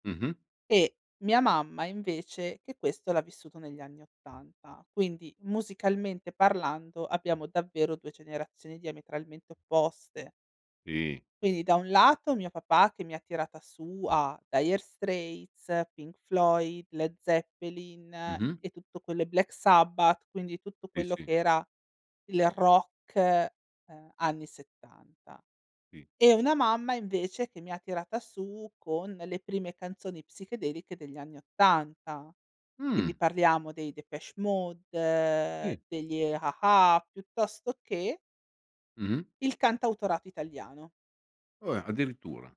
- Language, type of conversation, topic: Italian, podcast, Che canzone useresti come colonna sonora della tua vita?
- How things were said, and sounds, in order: tapping; "Sì" said as "tì"; "Sì" said as "tì"; "Sì" said as "tì"; "Sì" said as "ì"